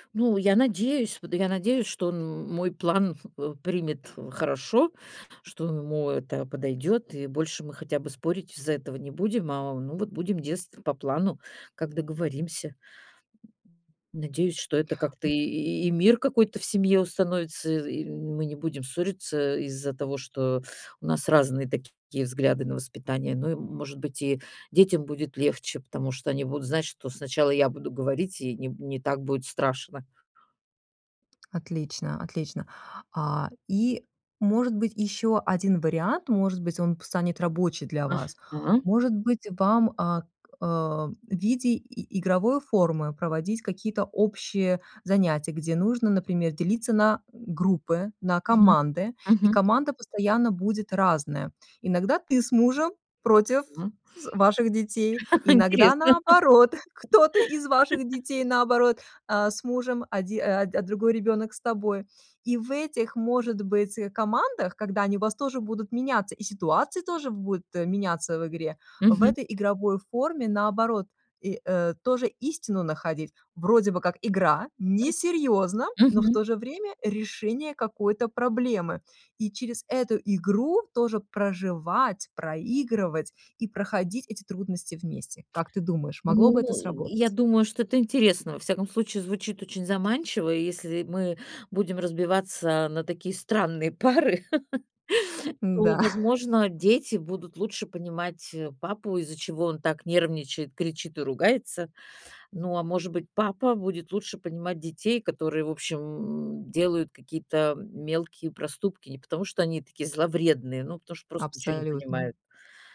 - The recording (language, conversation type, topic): Russian, advice, Как нам с партнёром договориться о воспитании детей, если у нас разные взгляды?
- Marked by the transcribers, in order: other background noise; tapping; chuckle; joyful: "кто-то из ваших детей, наоборот"; laughing while speaking: "Интересно"; laugh; chuckle